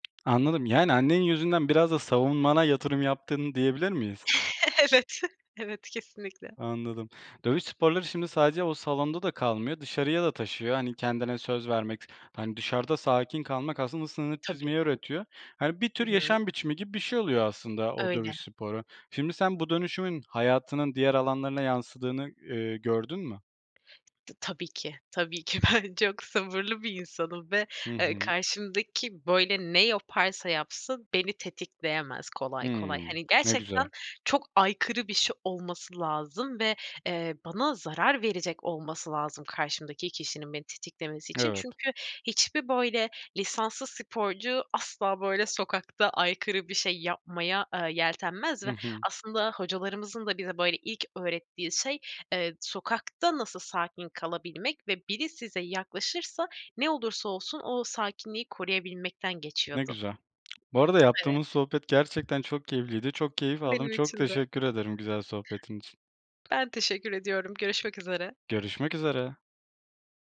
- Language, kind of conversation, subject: Turkish, podcast, Eski bir hobinizi yeniden keşfetmeye nasıl başladınız, hikâyeniz nedir?
- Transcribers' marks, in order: tapping; chuckle; laughing while speaking: "Evet, evet, kesinlikle"; laughing while speaking: "Ben çok sabırlı bir insanım"; other background noise